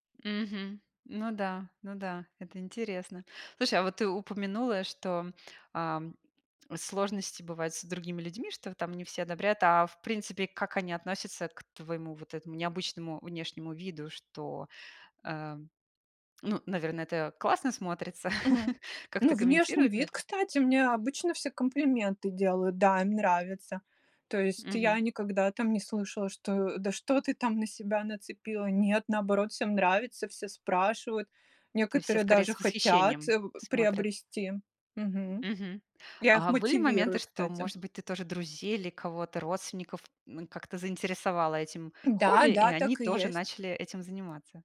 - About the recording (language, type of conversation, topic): Russian, podcast, Какое у вас любимое хобби и как и почему вы им увлеклись?
- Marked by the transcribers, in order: other background noise; chuckle